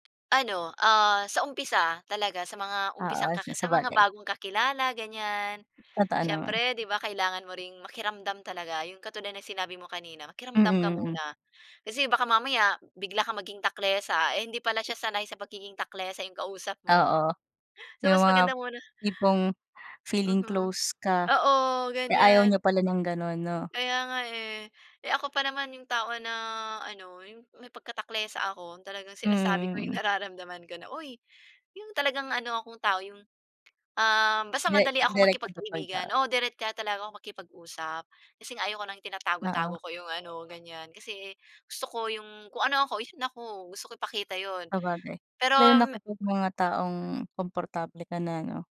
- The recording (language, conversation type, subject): Filipino, unstructured, Ano ang ibig sabihin sa iyo ng pagiging totoo sa sarili mo?
- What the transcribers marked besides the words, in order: tapping; wind; chuckle; laughing while speaking: "yung nararamdaman"; other background noise